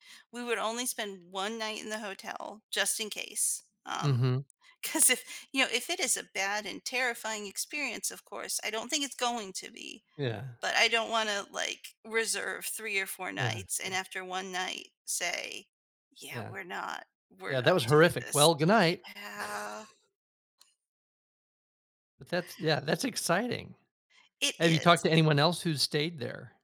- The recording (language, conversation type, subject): English, advice, How do I plan my dream vacation?
- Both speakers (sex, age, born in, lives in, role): female, 45-49, United States, United States, user; male, 55-59, United States, United States, advisor
- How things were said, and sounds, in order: laughing while speaking: "'cause if"; laugh; drawn out: "Yeah"; other background noise